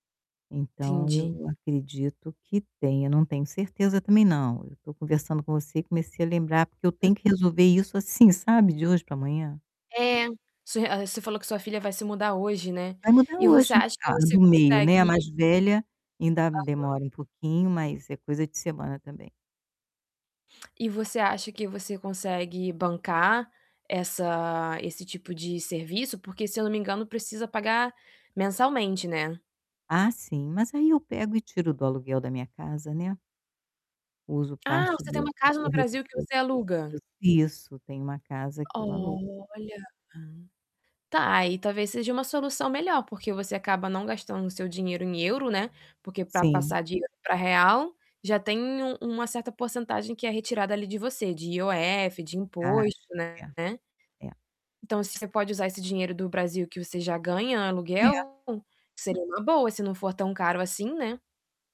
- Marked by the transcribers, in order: static; distorted speech; drawn out: "Olha!"; tapping; other background noise
- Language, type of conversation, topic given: Portuguese, advice, Como posso simplificar minha vida e reduzir a quantidade de coisas que eu tenho?